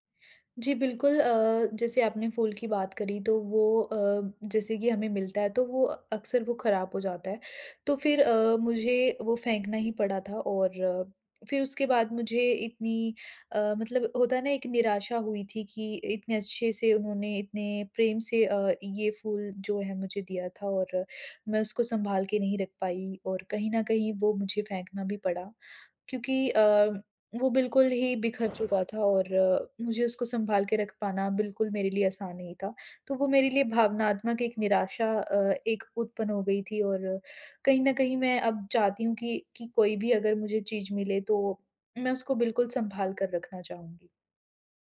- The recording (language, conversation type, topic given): Hindi, advice, उपहारों और यादगार चीज़ों से घर भर जाने पर उन्हें छोड़ना मुश्किल क्यों लगता है?
- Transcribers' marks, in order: other background noise